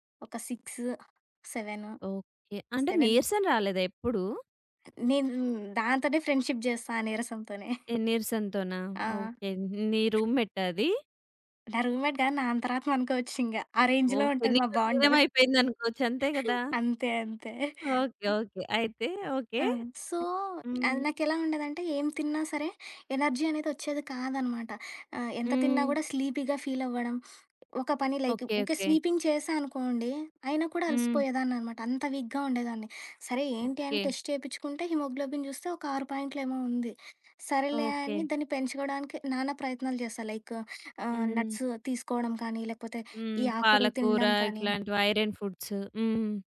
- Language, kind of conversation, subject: Telugu, podcast, ఆరోగ్యవంతమైన ఆహారాన్ని తక్కువ సమయంలో తయారుచేయడానికి మీ చిట్కాలు ఏమిటి?
- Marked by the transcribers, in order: in English: "సిక్స్"; in English: "సెవెన్"; other background noise; in English: "ఫ్రెండ్‌షిప్"; giggle; in English: "రూమ్"; in English: "రూమ్‌మెట్‌గా"; in English: "రేంజ్‌లో"; in English: "బాండ్"; giggle; in English: "సో"; in English: "ఎనర్జీ"; in English: "స్లీపీగా"; sniff; in English: "లైక్"; in English: "స్వీపింగ్"; in English: "వీక్‌గా"; in English: "టెస్ట్"; in English: "హిమోగ్లోబిన్"; in English: "లైక్"; in English: "నట్స్"; in English: "ఐరన్ ఫుడ్స్"